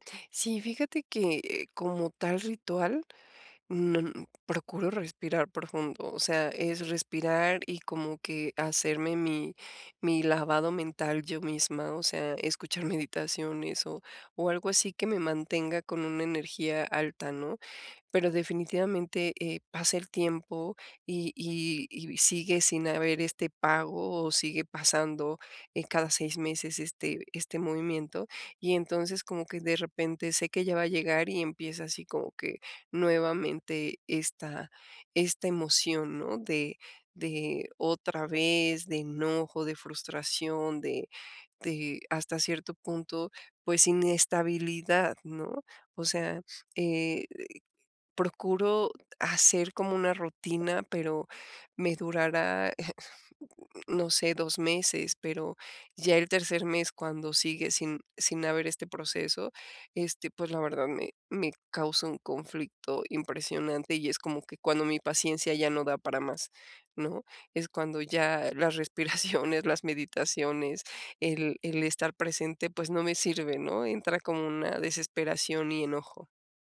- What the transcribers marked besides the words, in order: other noise; laughing while speaking: "respiraciones"
- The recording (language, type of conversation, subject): Spanish, advice, ¿Cómo puedo preservar mi estabilidad emocional cuando todo a mi alrededor es incierto?